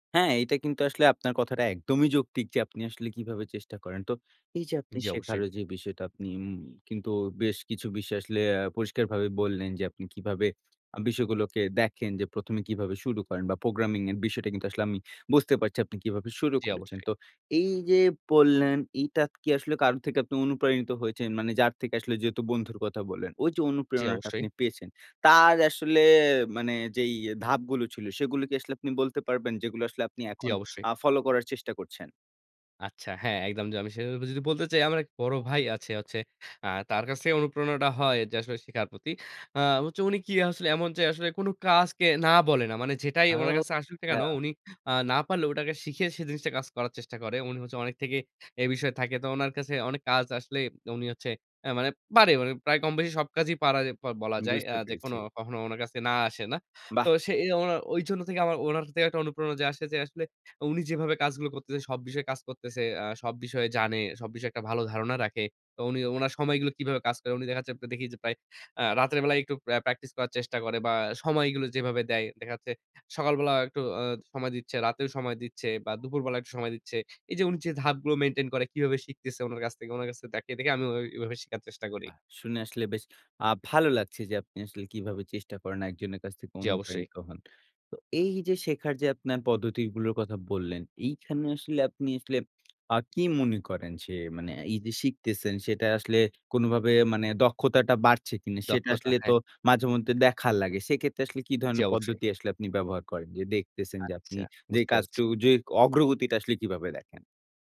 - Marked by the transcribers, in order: none
- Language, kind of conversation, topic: Bengali, podcast, নতুন কিছু শেখা শুরু করার ধাপগুলো কীভাবে ঠিক করেন?